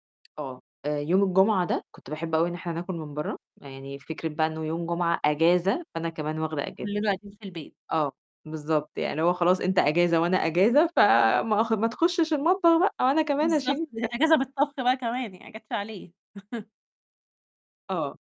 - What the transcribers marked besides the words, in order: tapping; unintelligible speech; chuckle
- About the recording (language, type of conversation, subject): Arabic, podcast, إزاي تخلّي الطبخ في البيت عادة تفضل مستمرة؟